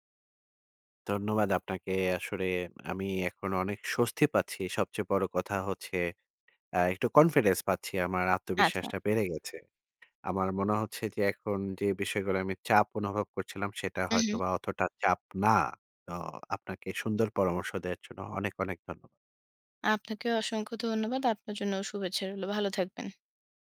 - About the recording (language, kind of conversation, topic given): Bengali, advice, কর্মস্থলে মিশে যাওয়া ও নেটওয়ার্কিংয়ের চাপ কীভাবে সামলাব?
- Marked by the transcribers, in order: tapping; "অতটা" said as "অথতা"